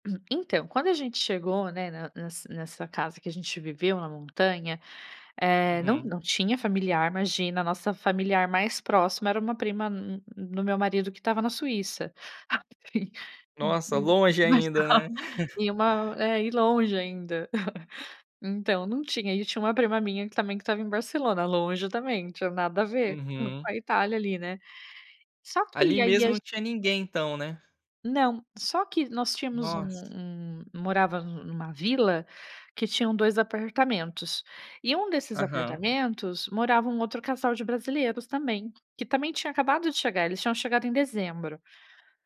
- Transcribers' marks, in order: throat clearing; laughing while speaking: "Aí"; unintelligible speech; laugh
- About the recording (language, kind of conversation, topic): Portuguese, podcast, Como os amigos e a comunidade ajudam no seu processo de cura?